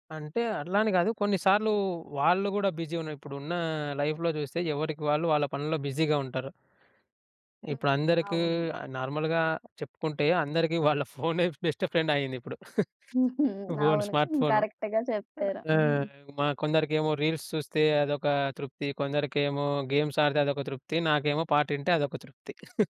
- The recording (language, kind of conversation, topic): Telugu, podcast, నిరాశగా ఉన్న సమయంలో మీకు బలం ఇచ్చిన పాట ఏది?
- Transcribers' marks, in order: in English: "బిజీ"; in English: "లైఫ్‌లో"; in English: "బిజీగా"; in English: "నార్మల్‌గా"; in English: "బెస్ట్ ఫ్రెండ్"; chuckle; in English: "కరెక్ట్‌గా"; in English: "రీల్స్"; in English: "గేమ్స్"; chuckle